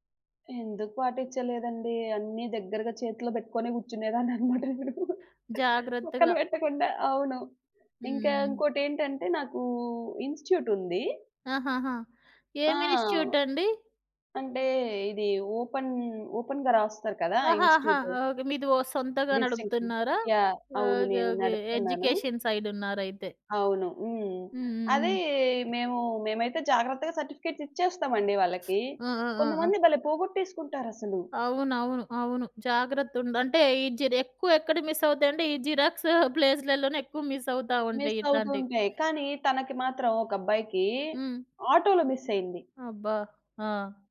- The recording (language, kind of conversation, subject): Telugu, podcast, బ్యాగ్ పోవడం కంటే ఎక్కువ భయంకరమైన అనుభవం నీకు ఎప్పుడైనా ఎదురైందా?
- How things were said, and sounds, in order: unintelligible speech; laugh; other background noise; in English: "ఓపెన్ ఓపెన్‌గా"; in English: "ఇన్‌స్టి‌ట్యూట్"; in English: "డిస్టింక్షన్"; in English: "ఎడ్యుకేషన్ సైడ్"; in English: "సర్టిఫికేట్స్"; in English: "జిరాక్స్"